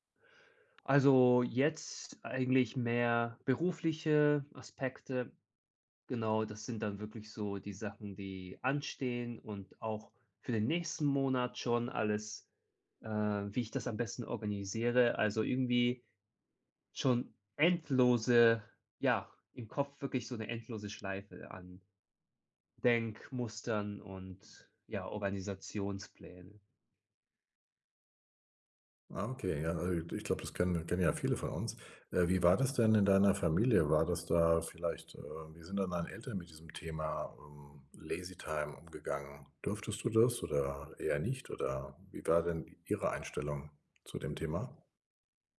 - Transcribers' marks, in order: other background noise; tapping; in English: "Lazy time"
- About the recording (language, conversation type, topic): German, advice, Wie kann ich zu Hause endlich richtig zur Ruhe kommen und entspannen?